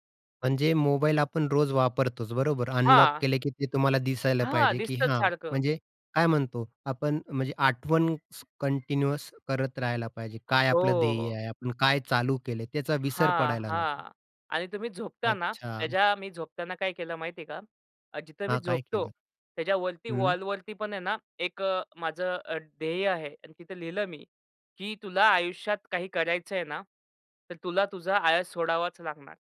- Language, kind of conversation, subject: Marathi, podcast, आजीवन शिक्षणात वेळेचं नियोजन कसं करतोस?
- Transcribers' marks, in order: other background noise; in English: "कंटिन्युअस"; tapping